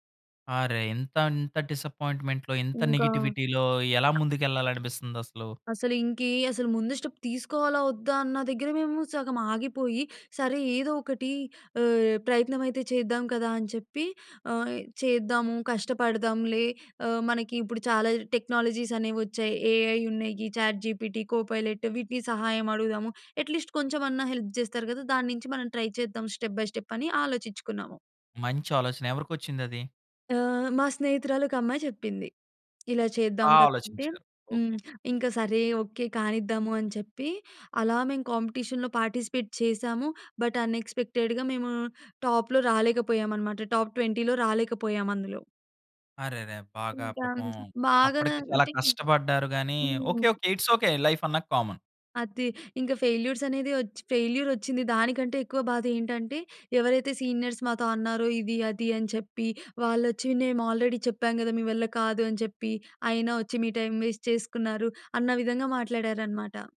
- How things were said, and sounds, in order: in English: "డిసప్పాయింట్‌మెంట్‌లో"; in English: "నెగెటివిటీలో"; other background noise; in English: "స్టెప్"; in English: "టెక్నాలజీస్"; in English: "ఏఐ"; in English: "చాట్‌జీపీటి కోపైలెట్"; in English: "అట్‌లీస్ట్"; in English: "ట్రై"; in English: "స్టెప్ బై స్టెప్"; in English: "కాంపిటీషన్‌లో పార్టిసిపేట్"; in English: "బట్ అనెక్స్‌పెక్టెడ్‌గా"; in English: "టాప్‌లో"; in English: "టాప్ ట్వెంటీలో"; in English: "ఇట్స్ ఓకే. లైఫ్"; in English: "కామన్"; in English: "ఫెయిల్యూర్స్"; in English: "సీనియర్స్"; in English: "ఆల్రెడీ"; in English: "టైమ్ వేస్ట్"
- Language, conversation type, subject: Telugu, podcast, ఒక పెద్ద విఫలత తర్వాత మీరు ఎలా తిరిగి కొత్తగా ప్రారంభించారు?